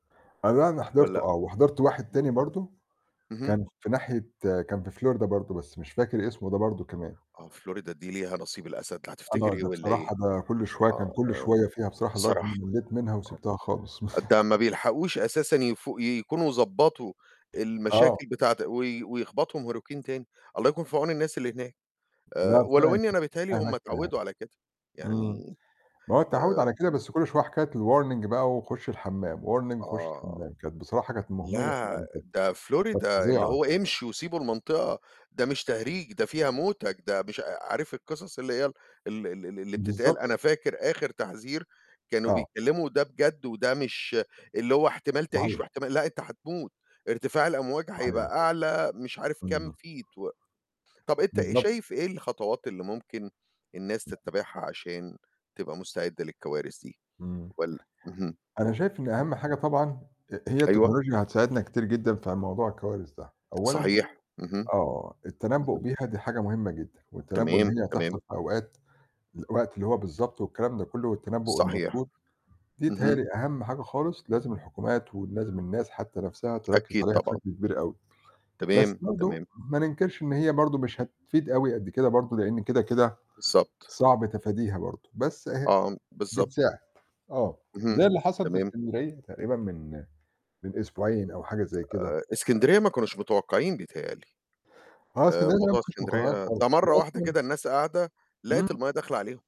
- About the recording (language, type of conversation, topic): Arabic, unstructured, إزاي نقدر نحمي نفسنا من الكوارث الطبيعية اللي بتيجي فجأة؟
- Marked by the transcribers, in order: static; tapping; other noise; chuckle; in English: "hurricane"; unintelligible speech; in English: "الwarning"; in English: "warning"; in English: "feet"; other background noise